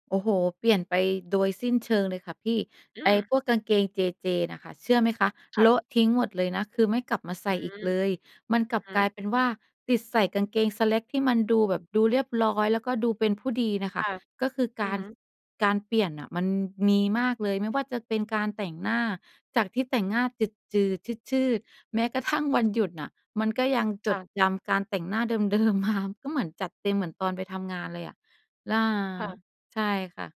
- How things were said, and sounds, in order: none
- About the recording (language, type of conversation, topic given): Thai, podcast, ตอนนี้สไตล์ของคุณเปลี่ยนไปยังไงบ้าง?